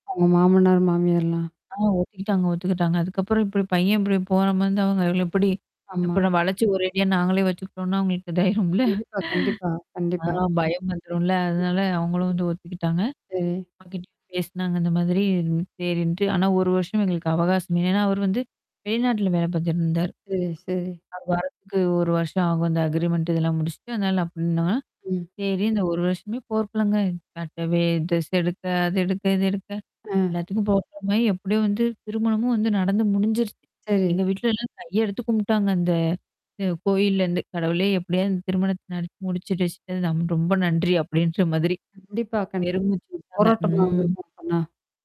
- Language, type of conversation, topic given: Tamil, podcast, உங்களுக்கு மறக்க முடியாத ஒரு சந்திப்பு பற்றி சொல்ல முடியுமா?
- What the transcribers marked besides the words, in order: mechanical hum; distorted speech; static; "இப்டி" said as "இப்ரி"; "இப்டி" said as "இப்ரி"; laughing while speaking: "இதாயிரும்ல"; tapping; in English: "அக்ரிீமென்ண்ட்டு"